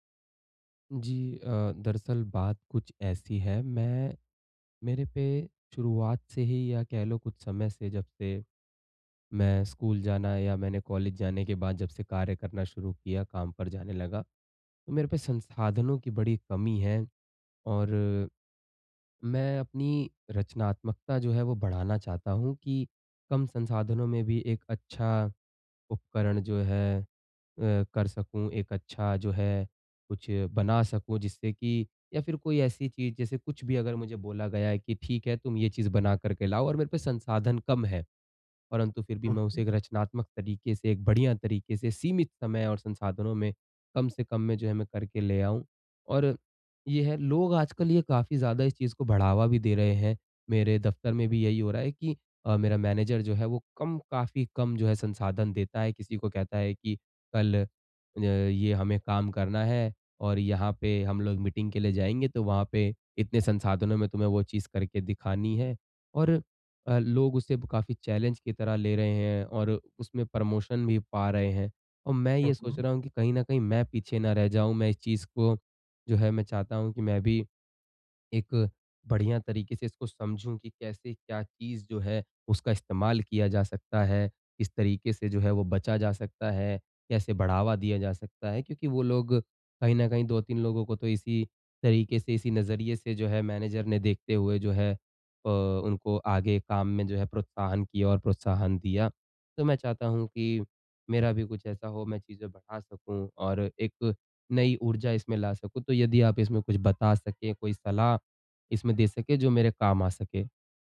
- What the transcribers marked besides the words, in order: in English: "मैनेजर"; in English: "मीटिंग"; in English: "चैलेंज"; in English: "प्रमोशन"
- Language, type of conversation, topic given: Hindi, advice, सीमित संसाधनों के बावजूद मैं अपनी रचनात्मकता कैसे बढ़ा सकता/सकती हूँ?